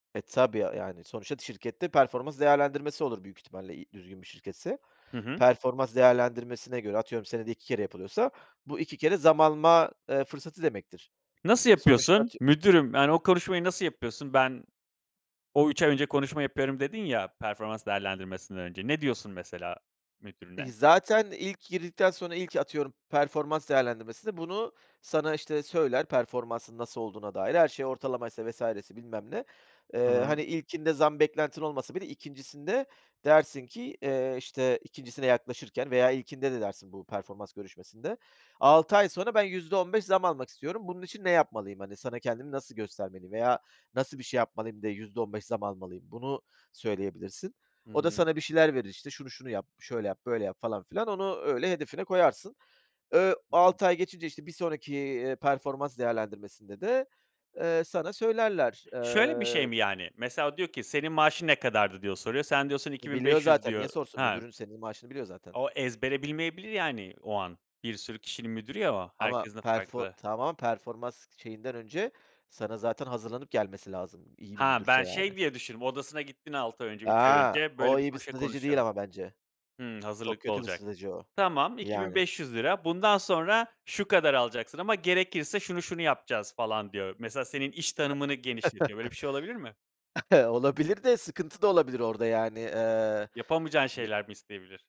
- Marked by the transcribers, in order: tapping; unintelligible speech; other background noise; chuckle; chuckle
- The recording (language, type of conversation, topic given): Turkish, podcast, Maaş pazarlığı yaparken nelere dikkat edersin ve stratejin nedir?